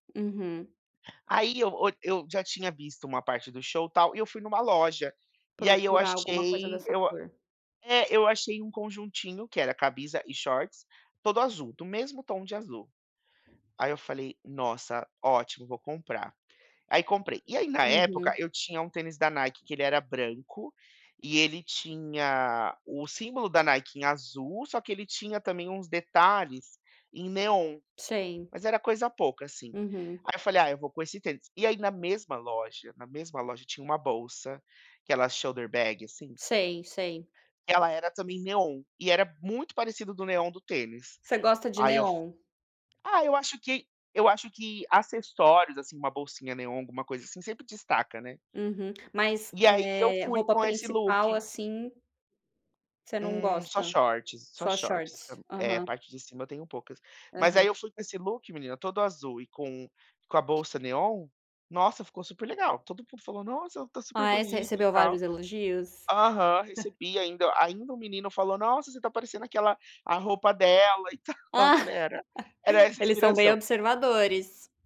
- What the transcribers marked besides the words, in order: in English: "neon"; in English: "shoulder bag"; in English: "neon"; in English: "neon"; in English: "neon?"; in English: "neon"; in English: "look"; in English: "look"; tapping; in English: "neon"; unintelligible speech
- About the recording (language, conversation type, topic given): Portuguese, unstructured, Como você descreveria seu estilo pessoal?